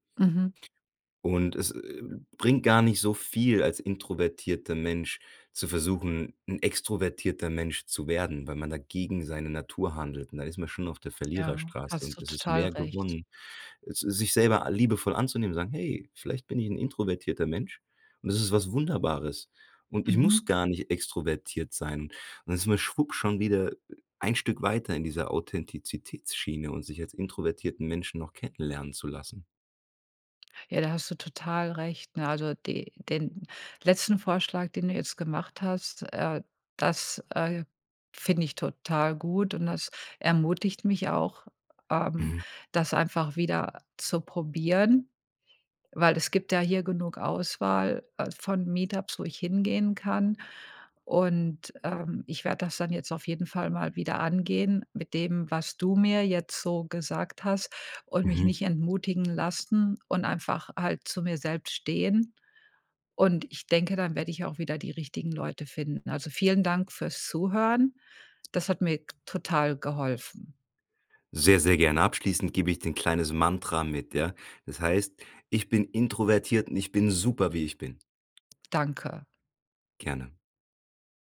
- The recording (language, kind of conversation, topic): German, advice, Wie fühlt es sich für dich an, dich in sozialen Situationen zu verstellen?
- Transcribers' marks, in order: in English: "Meetups"